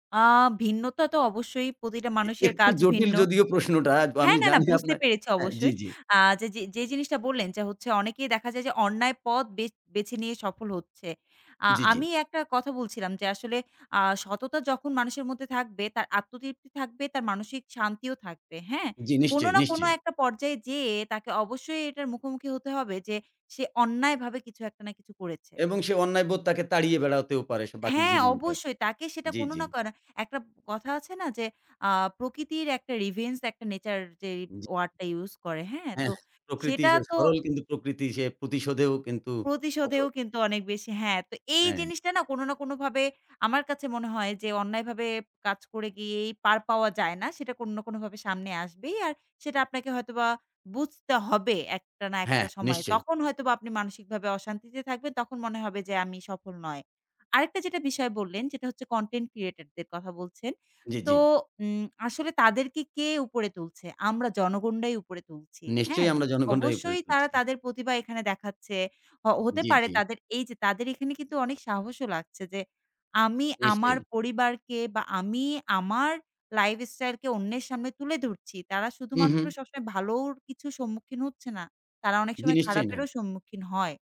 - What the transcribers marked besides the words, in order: none
- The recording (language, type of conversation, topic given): Bengali, podcast, তুমি সফলতাকে কীভাবে সংজ্ঞায়িত করো?